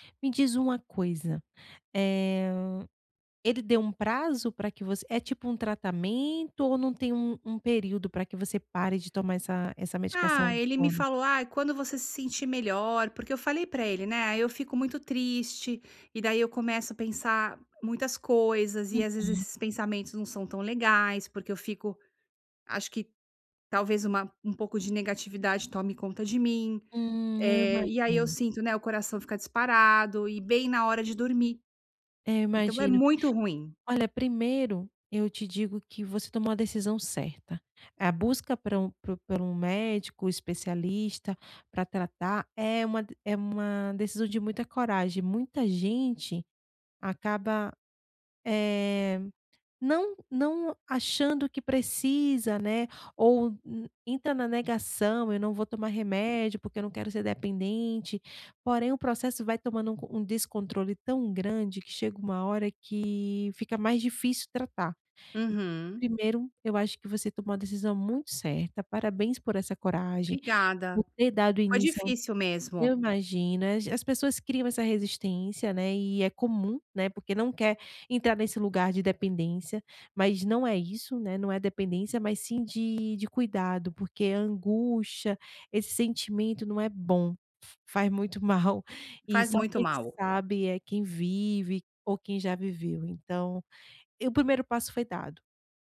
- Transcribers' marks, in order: none
- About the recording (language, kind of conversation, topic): Portuguese, advice, Como posso reduzir a ansiedade antes de dormir?